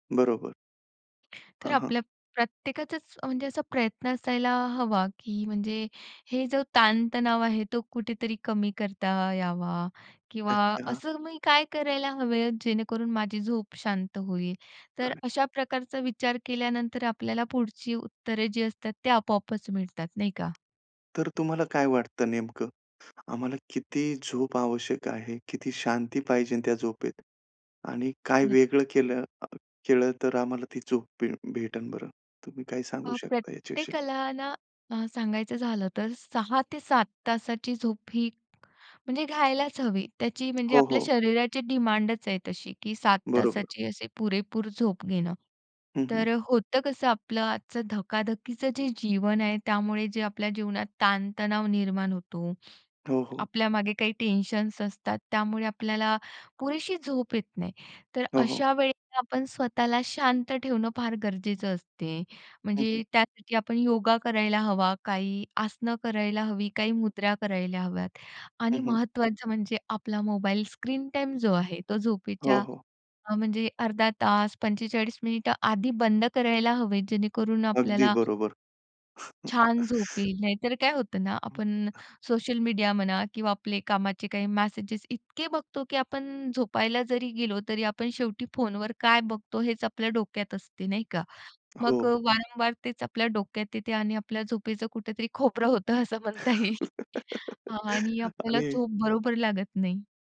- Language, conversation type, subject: Marathi, podcast, चांगली झोप कशी मिळवायची?
- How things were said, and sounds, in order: tapping; other background noise; in English: "डिमांडच"; in English: "स्क्रीन"; unintelligible speech; laugh; laughing while speaking: "असं म्हणता येईल"